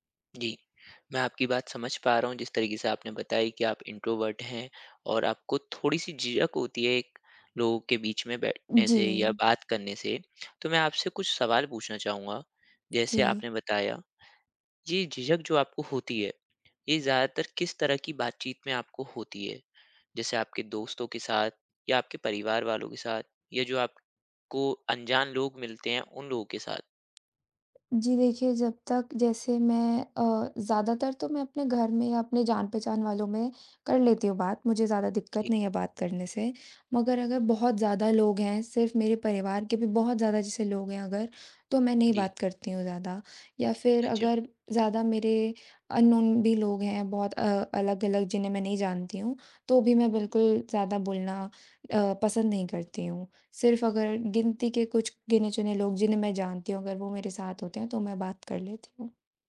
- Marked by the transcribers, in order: in English: "इंट्रोवर्ट"; in English: "अननोन"
- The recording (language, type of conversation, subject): Hindi, advice, बातचीत में असहज होने पर मैं हर बार चुप क्यों हो जाता हूँ?